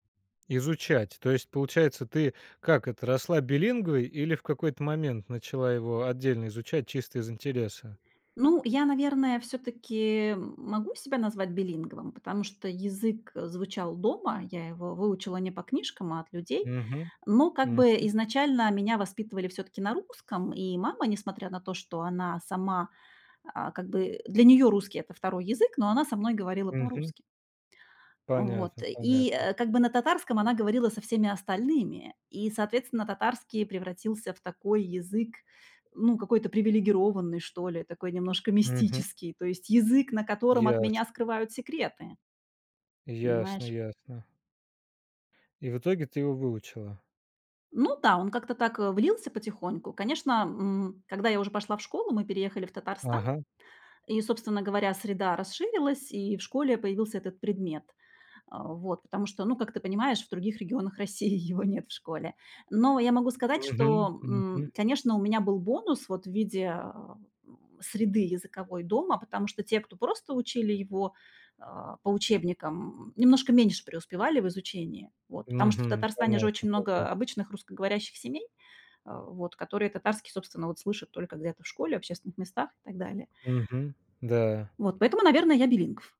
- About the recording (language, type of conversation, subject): Russian, podcast, Какие языки в семье важны для тебя?
- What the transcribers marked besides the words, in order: tapping; laughing while speaking: "его"; other background noise